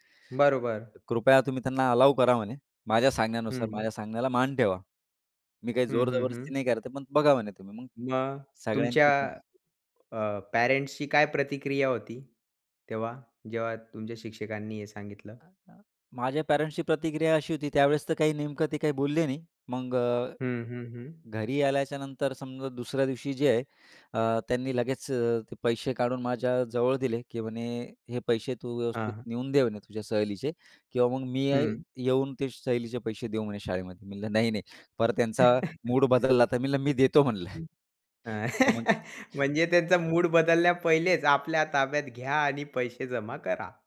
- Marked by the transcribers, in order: in English: "अलाऊ"; other noise; chuckle; other background noise; laugh; chuckle
- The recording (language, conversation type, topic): Marathi, podcast, तुमच्या शिक्षणाच्या प्रवासातला सर्वात आनंदाचा क्षण कोणता होता?